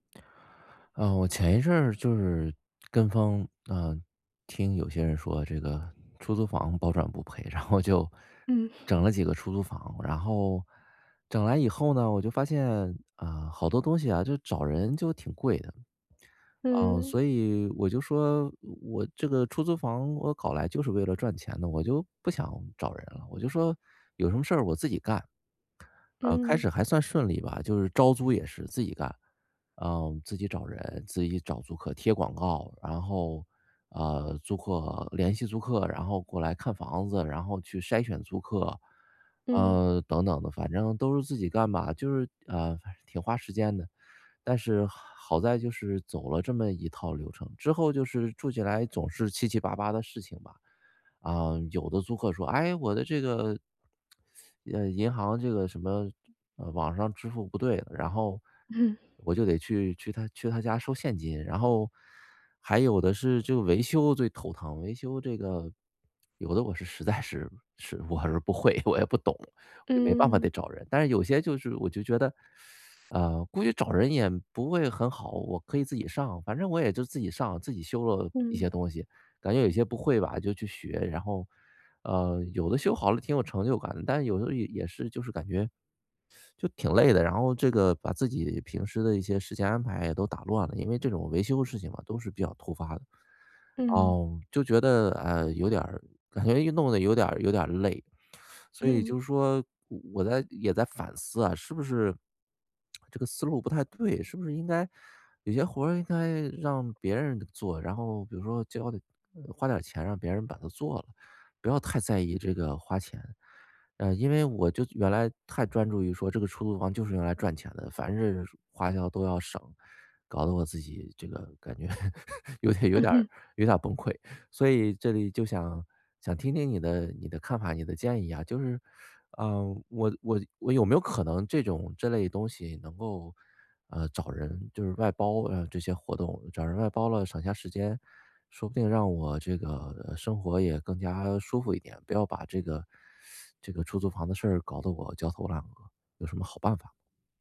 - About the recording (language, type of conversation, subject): Chinese, advice, 我怎样通过外包节省更多时间？
- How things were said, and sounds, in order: laughing while speaking: "然后就"; other background noise; chuckle; laughing while speaking: "实在是 是我儿 是不会，我也不懂"; teeth sucking; teeth sucking; chuckle; lip smack; laugh; laughing while speaking: "有点 有点儿 有点儿"; chuckle; teeth sucking